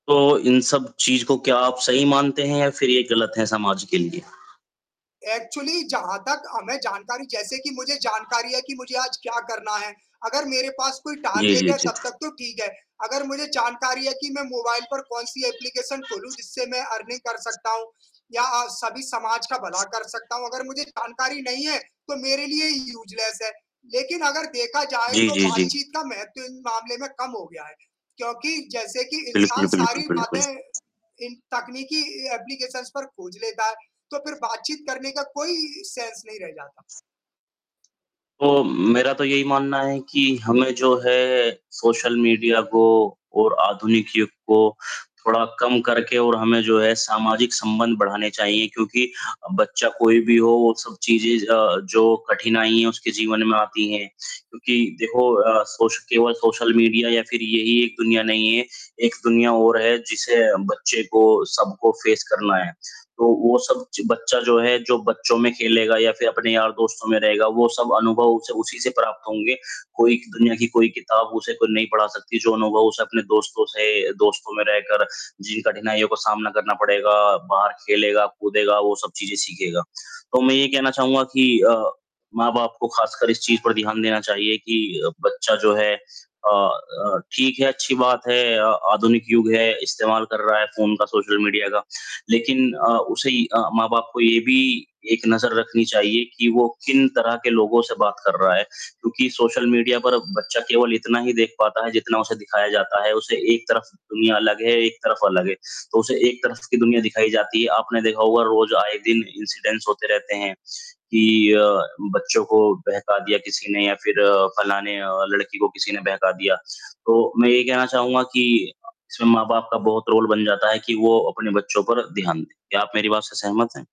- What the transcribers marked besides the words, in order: static; other background noise; in English: "एक्चुअली"; tapping; distorted speech; in English: "टारगेट"; in English: "एप्लीकेशन"; in English: "अर्निंग"; in English: "यूज़लेस"; in English: "ए एप्लीकेशंस"; in English: "सेंस"; in English: "फेस"; horn; in English: "इंसिडेंस"; in English: "रोल"
- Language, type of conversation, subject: Hindi, unstructured, क्या आप मानते हैं कि तकनीकी प्रगति ने हमारे सामाजिक संबंधों को प्रभावित किया है?
- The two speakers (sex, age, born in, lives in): male, 25-29, India, India; male, 35-39, India, India